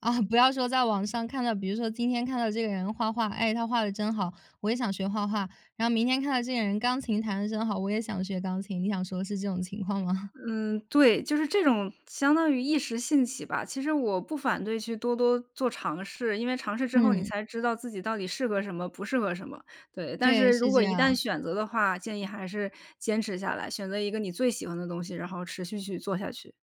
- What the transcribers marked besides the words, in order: laughing while speaking: "啊"; chuckle
- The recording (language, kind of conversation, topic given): Chinese, podcast, 你是如何把兴趣坚持成长期习惯的？